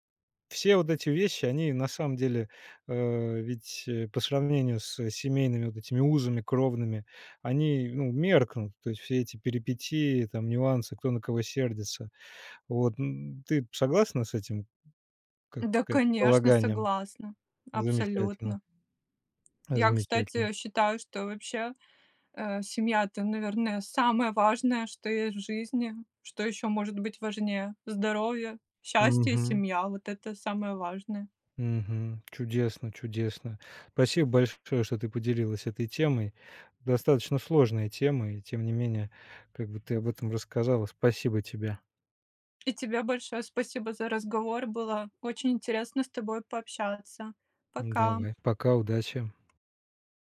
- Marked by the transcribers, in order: other background noise; tapping
- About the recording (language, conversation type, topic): Russian, podcast, Что делать, когда семейные ожидания расходятся с вашими мечтами?